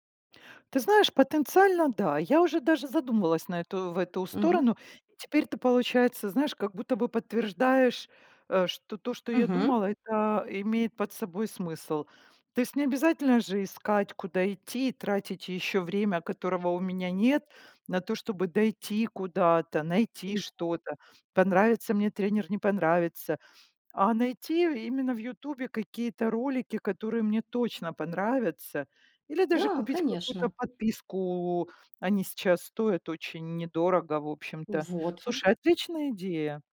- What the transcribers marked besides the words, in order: none
- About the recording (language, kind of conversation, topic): Russian, advice, Как выбрать, на какие проекты стоит тратить время, если их слишком много?